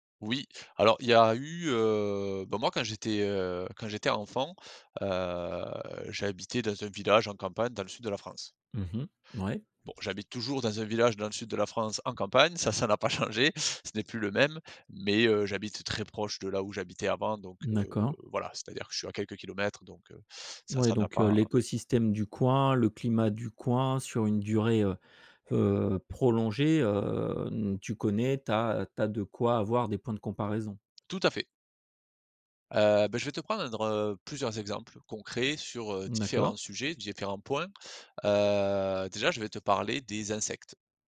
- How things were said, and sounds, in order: drawn out: "heu"; laughing while speaking: "ça n'a pas changé"
- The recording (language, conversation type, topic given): French, podcast, Que penses-tu des saisons qui changent à cause du changement climatique ?